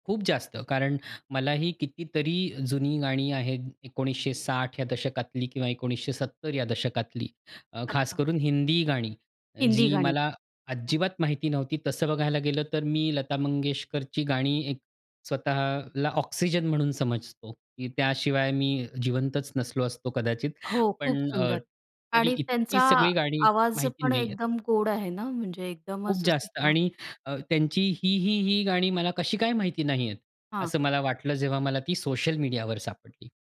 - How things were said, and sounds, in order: none
- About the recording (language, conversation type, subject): Marathi, podcast, काही जुनी गाणी पुन्हा लोकप्रिय का होतात, असं तुम्हाला का वाटतं?